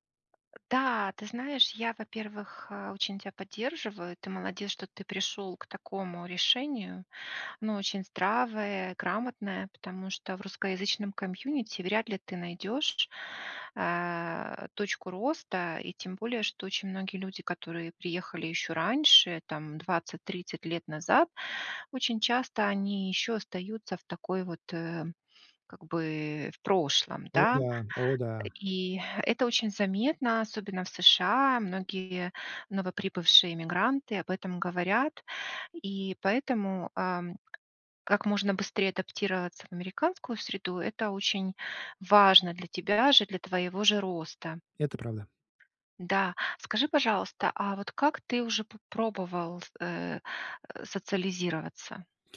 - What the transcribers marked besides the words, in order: tapping; in English: "комьюнити"
- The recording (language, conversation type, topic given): Russian, advice, Как мне легче заводить друзей в новой стране и в другой культуре?